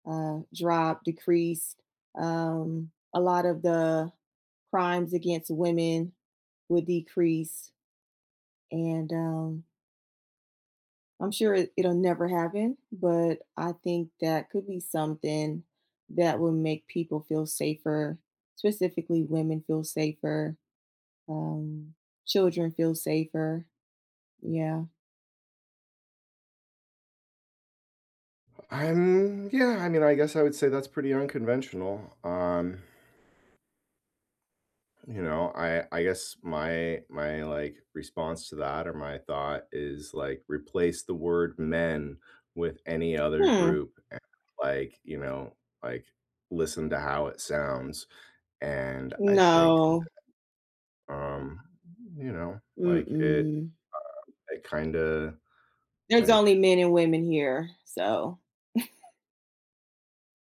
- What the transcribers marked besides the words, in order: drawn out: "And"; chuckle
- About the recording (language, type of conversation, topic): English, unstructured, What happens when people don’t feel safe in their communities?
- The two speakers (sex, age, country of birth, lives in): female, 40-44, United States, United States; male, 40-44, United States, United States